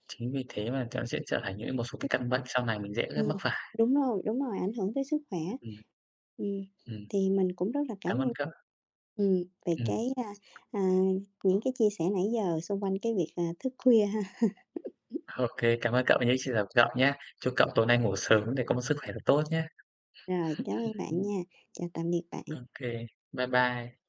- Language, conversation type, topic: Vietnamese, unstructured, Bạn có lo việc thức khuya sẽ ảnh hưởng đến tinh thần không?
- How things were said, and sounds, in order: other background noise; tapping; laugh; other noise